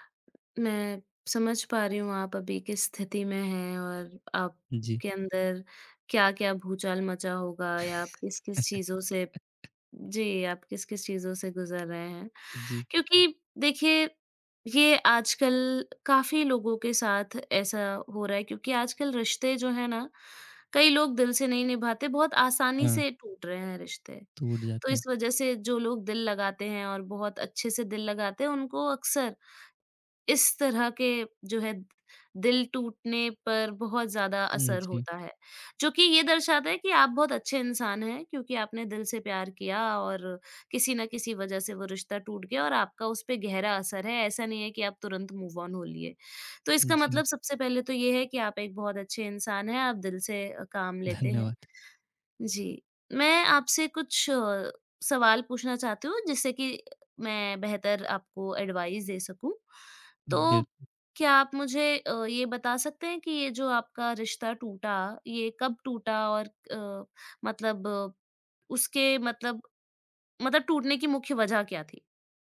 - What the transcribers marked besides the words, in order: chuckle; tapping; in English: "मूव ऑन"; in English: "एडवाइज़"
- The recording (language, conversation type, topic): Hindi, advice, रिश्ता टूटने के बाद मुझे जीवन का उद्देश्य समझ में क्यों नहीं आ रहा है?